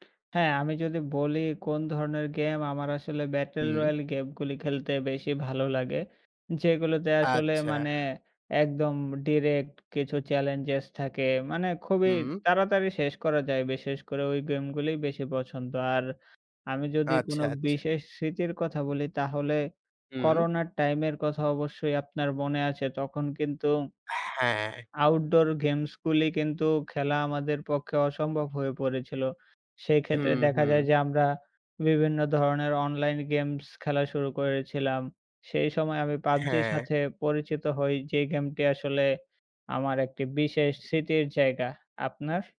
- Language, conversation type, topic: Bengali, unstructured, কোন কোন গেম আপনার কাছে বিশেষ, এবং কেন সেগুলো আপনার পছন্দের তালিকায় আছে?
- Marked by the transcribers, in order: in English: "ব্যাটল রয়াল"